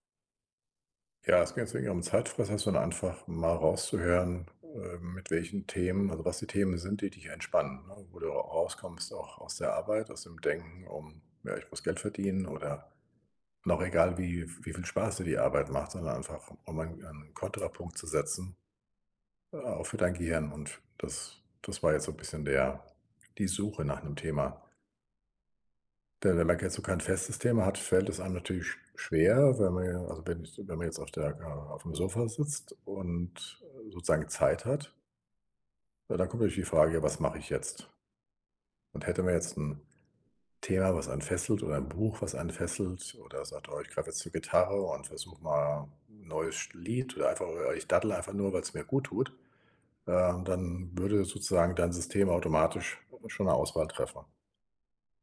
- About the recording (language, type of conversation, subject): German, advice, Warum fällt es mir schwer, zu Hause zu entspannen und loszulassen?
- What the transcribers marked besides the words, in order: other background noise